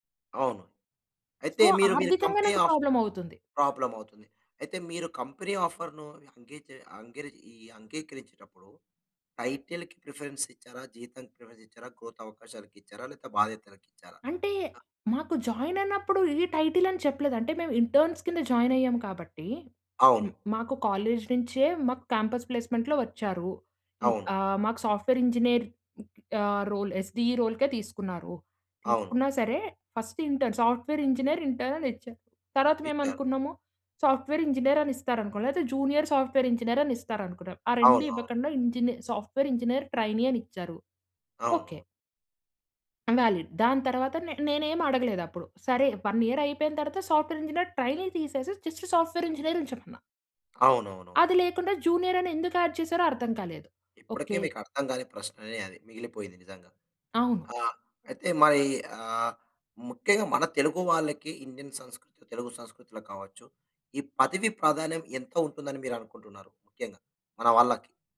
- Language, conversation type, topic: Telugu, podcast, ఉద్యోగ హోదా మీకు ఎంత ప్రాముఖ్యంగా ఉంటుంది?
- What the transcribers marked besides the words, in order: in English: "సో"; in English: "కంపెనీ"; in English: "ప్రాబ్లమ్"; in English: "ప్రాబ్లమ్"; in English: "కంపెనీ ఆఫర్‌ను"; in English: "టైటిల్‌కి ప్రిఫరెన్స్"; in English: "ప్రిఫరెన్స్"; in English: "గ్రోత్"; other background noise; in English: "జాయిన్"; in English: "టైటిల్"; in English: "ఇంటర్న్స్"; in English: "జాయిన్"; in English: "కాలేజ్"; in English: "క్యాంపస్ ప్లేస్మెంట్‌లో"; in English: "సాఫ్ట్‌వేర్ ఇంజినీర్"; in English: "రోల్ ఎస్‌డిఈ రోల్‌కే"; in English: "ఫస్ట్ ఇంటర్న్, సాఫ్ట్‌వేర్ ఇంజినీర్ ఇంటర్న్"; in English: "సాఫ్ట్‌వేర్ ఇంజినీర్"; in English: "జూనియర్ సాఫ్ట్‌వేర్ ఇంజనీర్"; in English: "సాఫ్ట్‌వేర్ ఇంజినీర్ ట్రైనీ"; in English: "వాలిడ్"; in English: "వన్ ఇయర్"; in English: "సాఫ్ట్‌వేర్ ఇంజినీర్ ట్రైనీ"; in English: "జస్ట్ సాఫ్ట్‌వేర్ ఇంజినీర్"; in English: "జూనియర్"; in English: "యాడ్"; in English: "ఇండియన్"